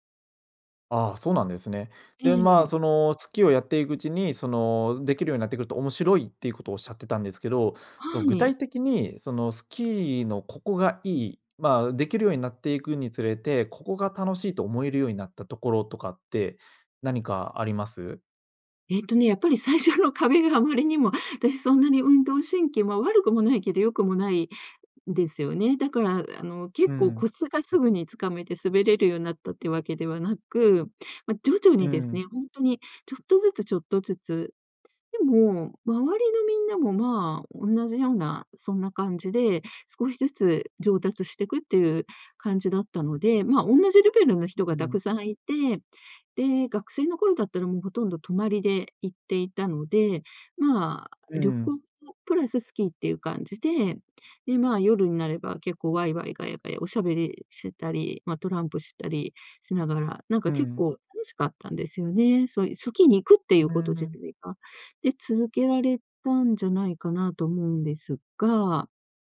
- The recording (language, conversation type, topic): Japanese, podcast, その趣味を始めたきっかけは何ですか？
- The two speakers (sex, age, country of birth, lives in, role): female, 60-64, Japan, Japan, guest; male, 25-29, Japan, Germany, host
- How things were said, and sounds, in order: laughing while speaking: "最初の壁があまりにも"